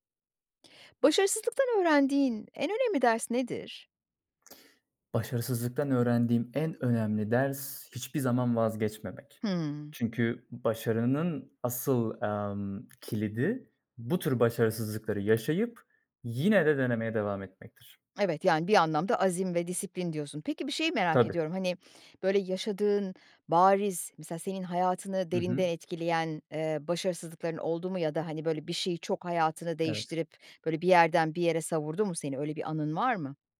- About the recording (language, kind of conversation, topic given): Turkish, podcast, Başarısızlıktan öğrendiğin en önemli ders nedir?
- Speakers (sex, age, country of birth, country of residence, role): female, 55-59, Turkey, Poland, host; male, 25-29, Turkey, Germany, guest
- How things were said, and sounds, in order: other background noise